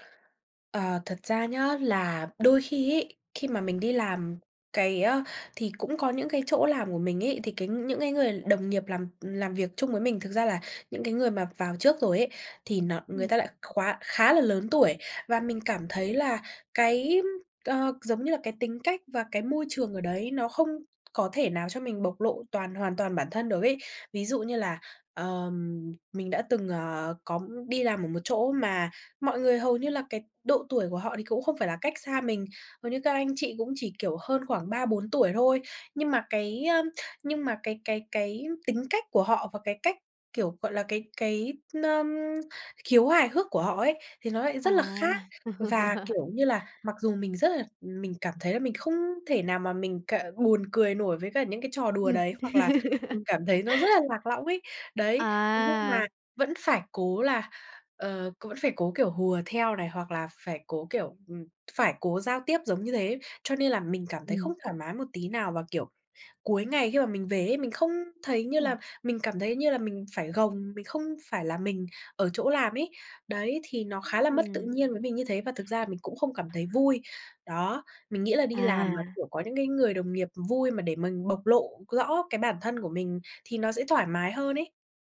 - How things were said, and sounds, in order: tapping; other background noise; laugh; laugh; other noise
- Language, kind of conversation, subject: Vietnamese, advice, Tại sao bạn phải giấu con người thật của mình ở nơi làm việc vì sợ hậu quả?